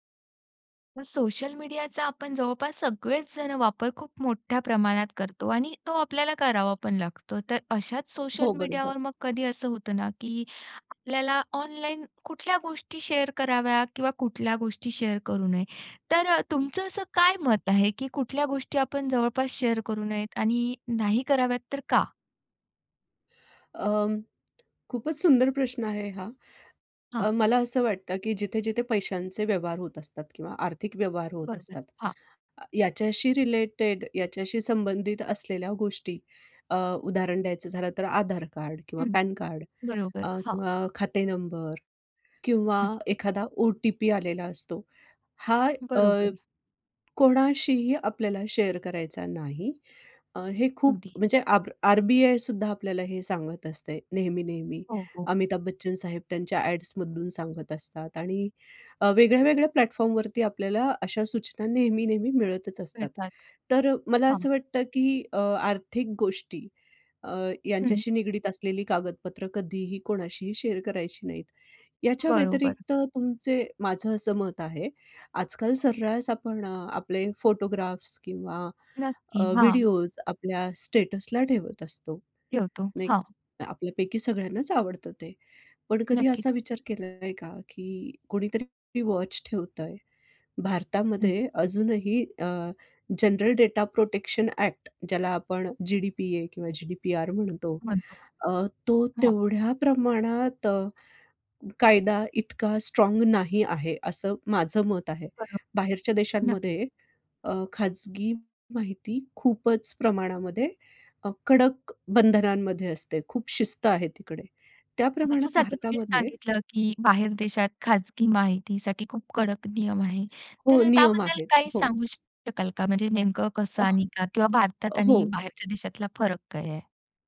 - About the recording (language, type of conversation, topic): Marathi, podcast, कुठल्या गोष्टी ऑनलाईन शेअर करू नयेत?
- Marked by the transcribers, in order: other noise; in English: "शेअर"; in English: "शेअर"; in English: "शेअर"; tapping; in English: "शेअर"; in English: "ॲड्स"; in English: "प्लॅटफॉर्म"; unintelligible speech; in English: "शेअर"; other background noise; in English: "स्टेटस"; in English: "जनरल डेटा-प्रोटेक्शन एक्ट"; unintelligible speech